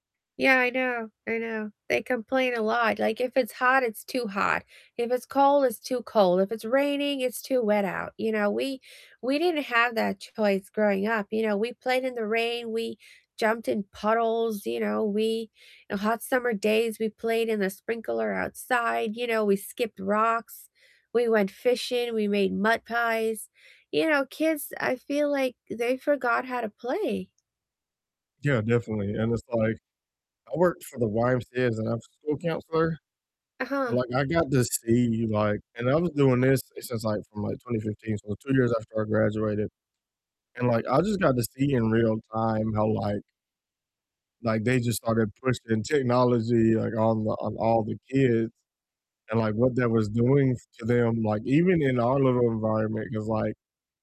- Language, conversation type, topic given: English, unstructured, Which nearby trail or neighborhood walk do you love recommending, and why should we try it together?
- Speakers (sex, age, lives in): female, 45-49, United States; male, 30-34, United States
- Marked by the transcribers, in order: tapping; distorted speech